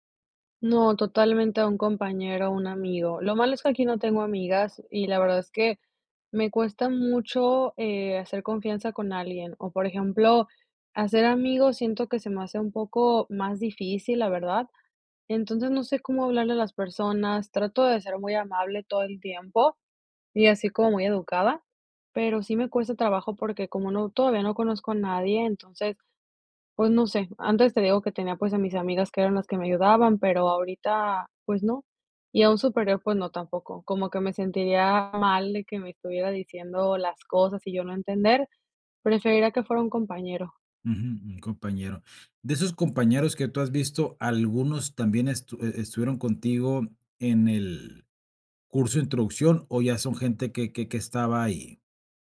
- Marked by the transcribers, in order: none
- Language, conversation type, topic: Spanish, advice, ¿Cómo puedo superar el temor de pedir ayuda por miedo a parecer incompetente?